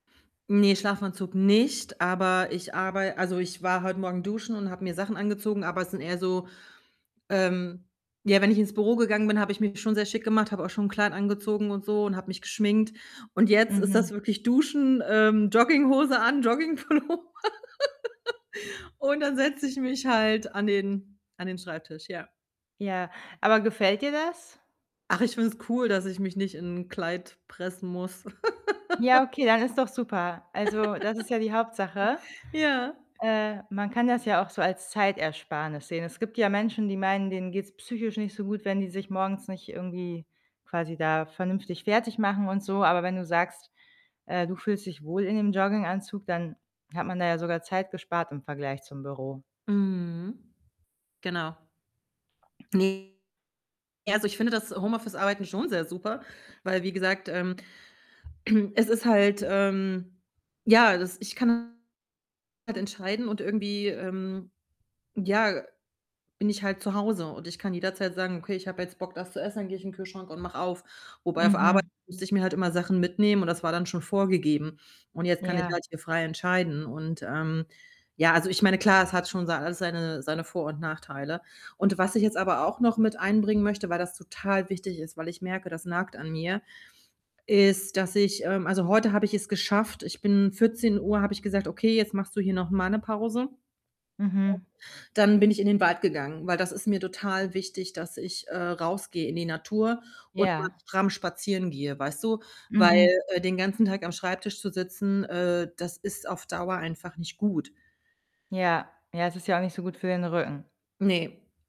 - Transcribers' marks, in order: laughing while speaking: "Jogging-Pullover"; laugh; laugh; other background noise; static; distorted speech; throat clearing; unintelligible speech; unintelligible speech
- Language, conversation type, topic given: German, advice, Wie gelingt dir die Umstellung auf das Arbeiten im Homeoffice, und wie findest du eine neue Tagesroutine?